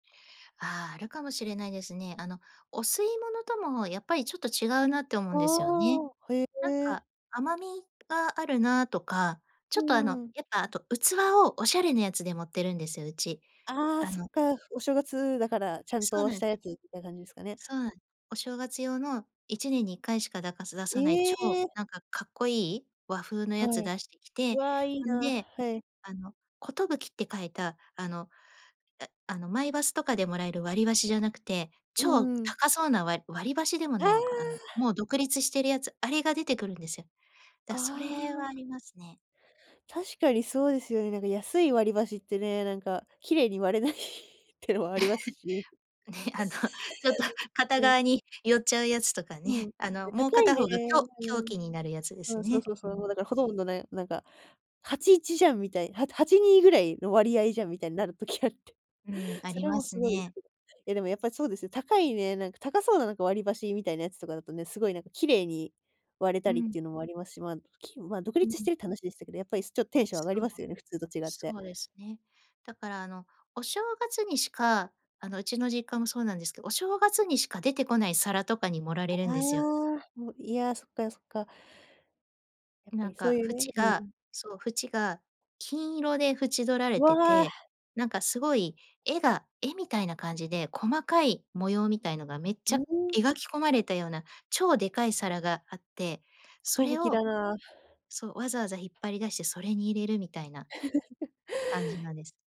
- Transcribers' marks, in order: laughing while speaking: "割れないってのもありますしね"; chuckle; laughing while speaking: "ね、あのちょっと"; chuckle; tapping; laughing while speaking: "なる時あって"; unintelligible speech; chuckle
- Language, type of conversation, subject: Japanese, podcast, 季節の行事や行事食で、あなたが特に大切にしていることは何ですか？